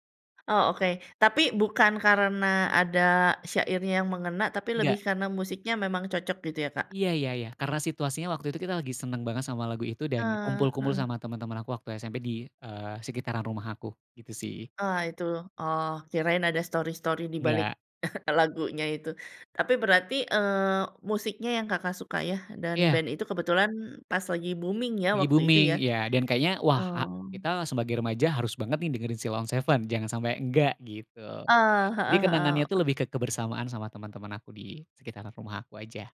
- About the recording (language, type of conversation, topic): Indonesian, podcast, Lagu apa yang selalu membuat kamu merasa nostalgia, dan mengapa?
- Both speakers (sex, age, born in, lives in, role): female, 40-44, Indonesia, Indonesia, host; male, 35-39, Indonesia, Indonesia, guest
- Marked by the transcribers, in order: other background noise; chuckle; in English: "booming"; in English: "booming"; other noise